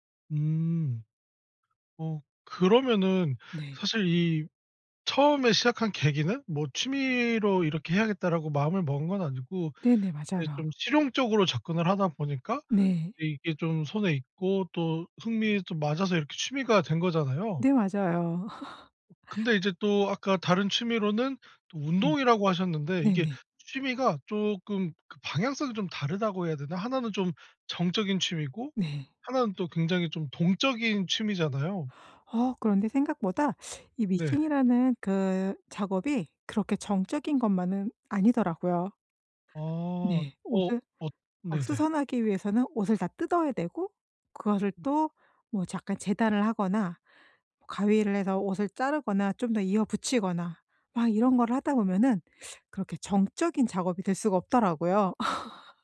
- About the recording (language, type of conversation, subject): Korean, podcast, 취미를 꾸준히 이어갈 수 있는 비결은 무엇인가요?
- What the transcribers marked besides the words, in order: other background noise; laugh; tapping; teeth sucking; teeth sucking; laugh